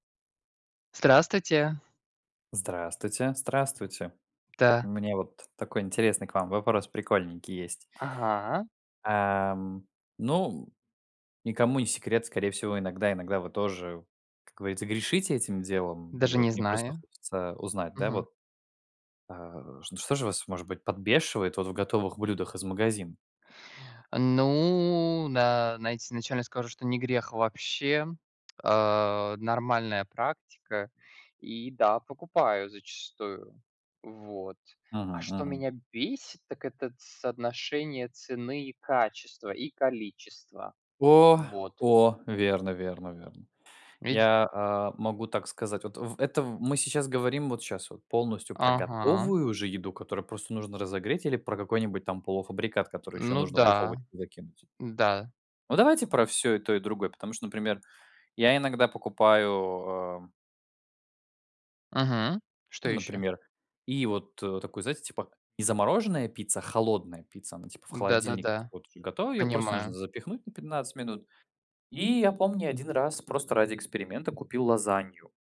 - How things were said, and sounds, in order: tapping; other background noise
- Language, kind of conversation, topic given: Russian, unstructured, Что вас больше всего раздражает в готовых блюдах из магазина?